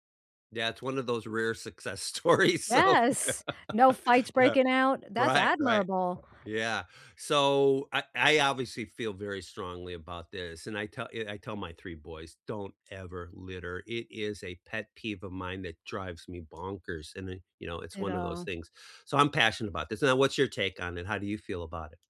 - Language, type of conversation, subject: English, unstructured, What do you think about people who leave their trash in public places?
- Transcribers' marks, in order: laughing while speaking: "stories, so"; laugh; other background noise; tapping